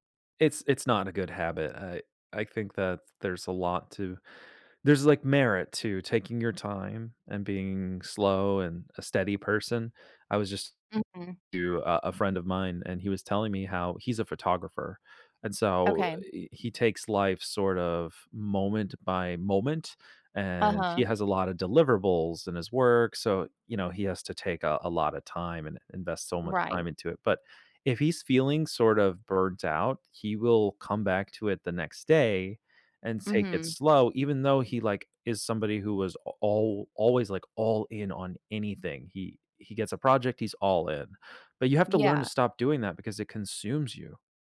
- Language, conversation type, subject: English, unstructured, How do I handle envy when someone is better at my hobby?
- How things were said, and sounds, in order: none